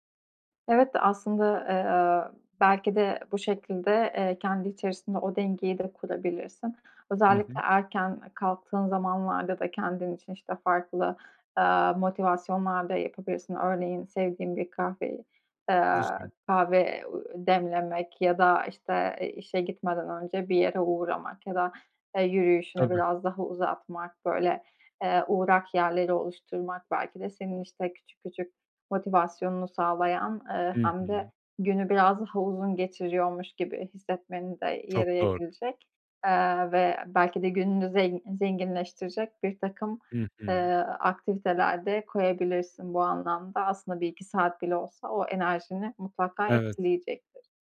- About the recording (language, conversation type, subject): Turkish, advice, Sabah rutininizde yaptığınız hangi değişiklikler uyandıktan sonra daha enerjik olmanıza yardımcı olur?
- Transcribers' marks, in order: none